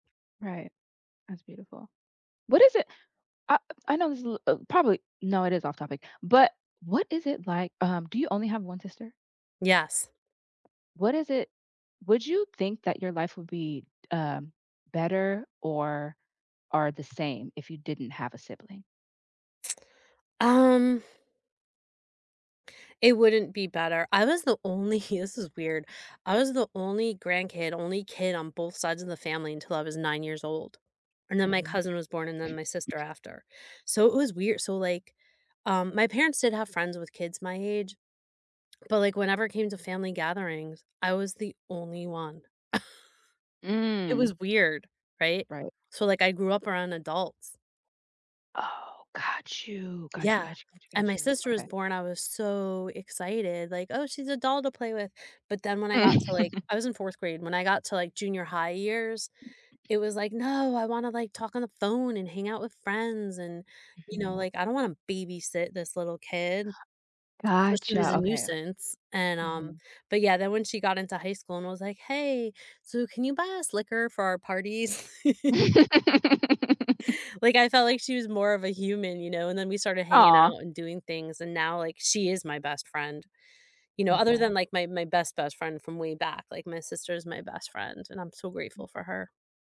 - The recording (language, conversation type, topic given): English, unstructured, How do you rebuild a friendship after a big argument?
- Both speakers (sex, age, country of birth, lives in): female, 30-34, United States, United States; female, 50-54, United States, United States
- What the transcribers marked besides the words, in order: other noise; other background noise; lip smack; laugh; laughing while speaking: "M"; laugh; laugh